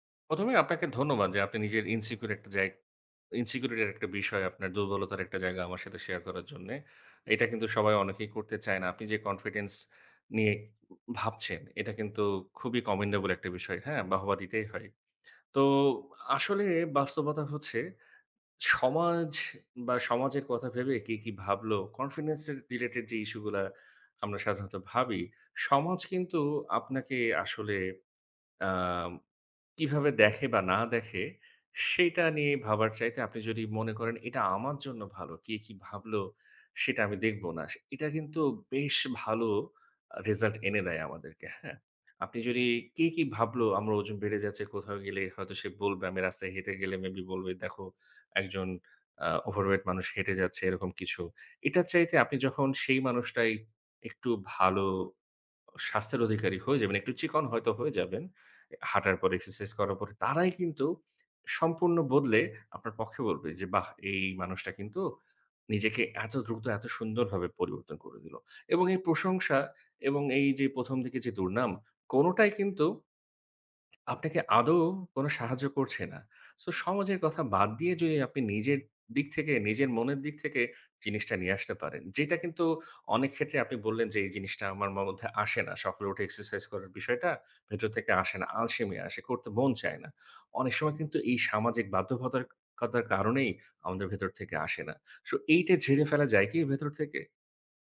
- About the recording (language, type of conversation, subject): Bengali, advice, কাজ ও সামাজিক জীবনের সঙ্গে ব্যায়াম সমন্বয় করতে কেন কষ্ট হচ্ছে?
- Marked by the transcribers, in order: in English: "ইনসিকিউর"; in English: "Insecurity"; tapping; other noise; in English: "commendable"; lip smack; other background noise